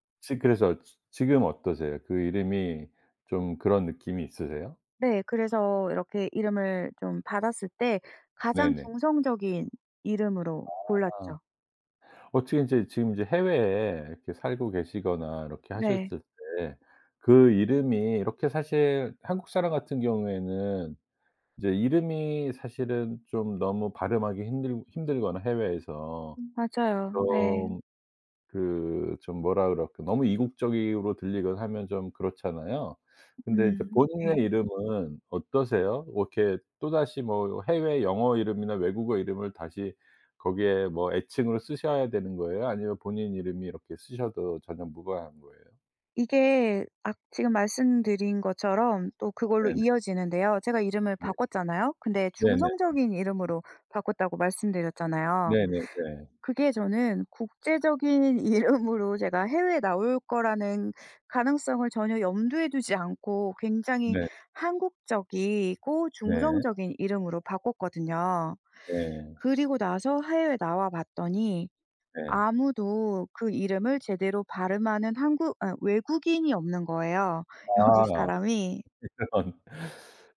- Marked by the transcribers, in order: tapping; "이국적으로" said as "이국적이그로"; other background noise; laughing while speaking: "이름으로"; laughing while speaking: "여기"; laughing while speaking: "이런"
- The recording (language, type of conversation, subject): Korean, podcast, 네 이름에 담긴 이야기나 의미가 있나요?